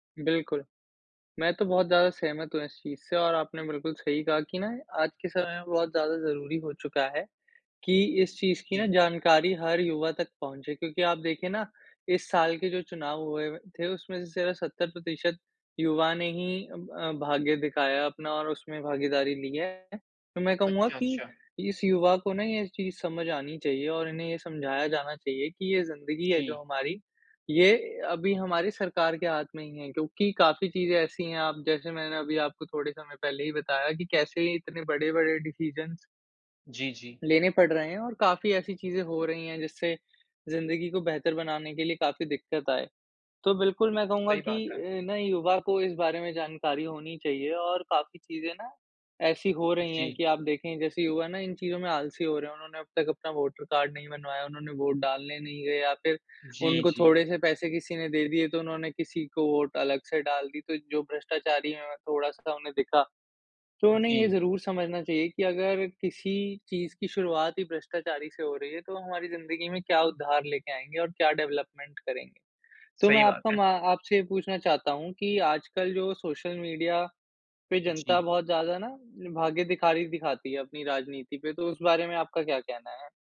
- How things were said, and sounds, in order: other background noise; in English: "डिसीजंस"; in English: "वोट"; in English: "वोट"; in English: "डेवलपमेंट"; "भागेदारी" said as "भागेदिखारी"
- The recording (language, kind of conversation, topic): Hindi, unstructured, राजनीति में जनता की भूमिका क्या होनी चाहिए?